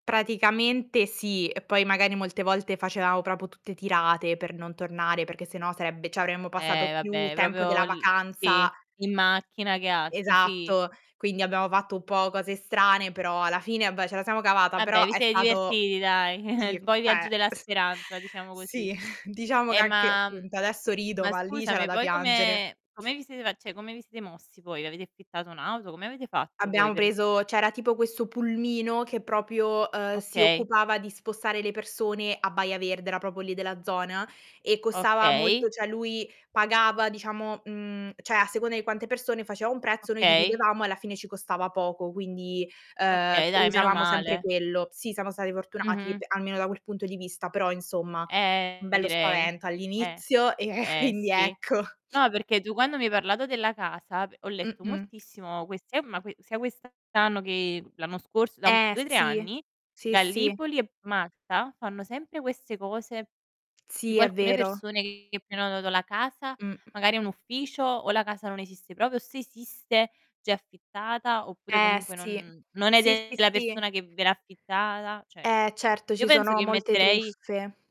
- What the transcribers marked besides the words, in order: chuckle; "cioè" said as "ceh"; snort; drawn out: "Eh ma"; "proprio" said as "propio"; "proprio" said as "propo"; "cioè" said as "ceh"; "cioè" said as "ceh"; drawn out: "ehm"; distorted speech; laughing while speaking: "e"; sniff; tapping; other background noise
- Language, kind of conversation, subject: Italian, unstructured, Qual è il momento più divertente che ti è capitato durante un viaggio?